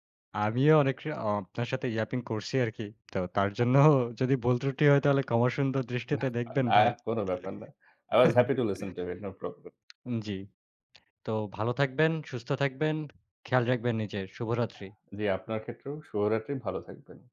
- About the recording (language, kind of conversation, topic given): Bengali, unstructured, তোমার মতে, মানব ইতিহাসের সবচেয়ে বড় আবিষ্কার কোনটি?
- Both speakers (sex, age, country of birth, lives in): male, 20-24, Bangladesh, Bangladesh; male, 30-34, Bangladesh, Bangladesh
- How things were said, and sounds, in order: in English: "ইয়াপিং"; "ক্ষমা" said as "কমা"; in English: "আই ওয়াজ হ্যাপি টু লিসেন টু ইউ। নো প্রবলেম"; laugh